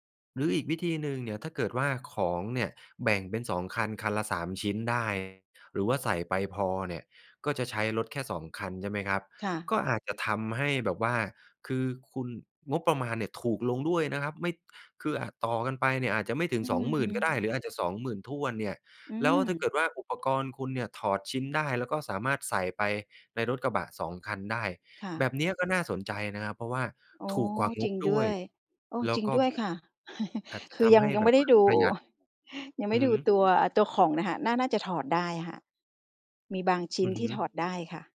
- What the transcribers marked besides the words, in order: other background noise; chuckle
- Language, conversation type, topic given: Thai, advice, คุณมีปัญหาเรื่องการเงินและการวางงบประมาณในการย้ายบ้านอย่างไรบ้าง?